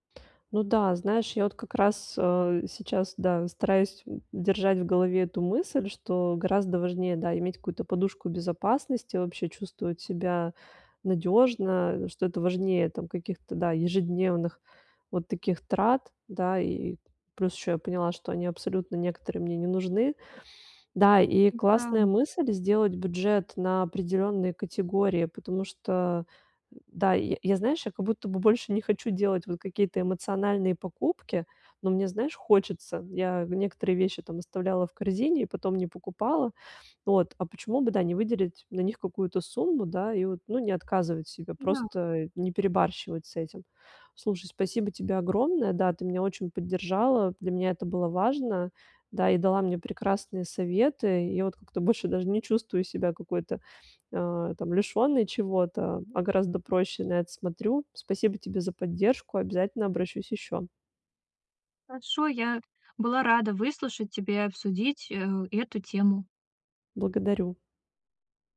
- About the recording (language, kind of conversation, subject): Russian, advice, Как мне экономить деньги, не чувствуя себя лишённым и несчастным?
- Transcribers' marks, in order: tapping